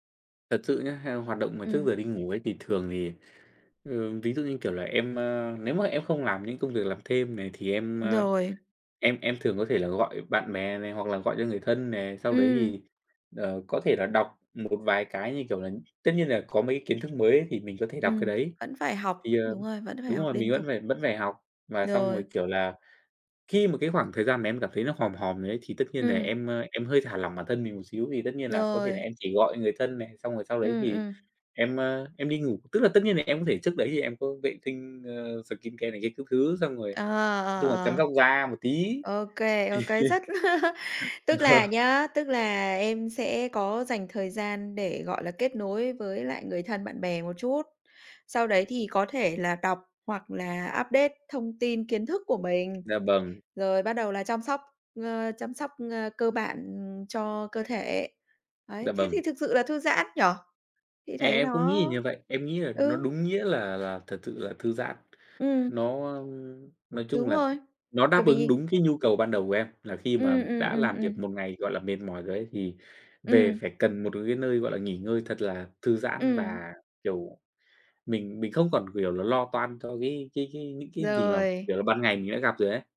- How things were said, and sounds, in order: tapping; in English: "xờ kin ce"; "skincare" said as "xờ kin ce"; laugh; laugh; laughing while speaking: "Vâng"; in English: "update"; other background noise
- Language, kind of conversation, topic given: Vietnamese, podcast, Bạn chăm sóc giấc ngủ hằng ngày như thế nào, nói thật nhé?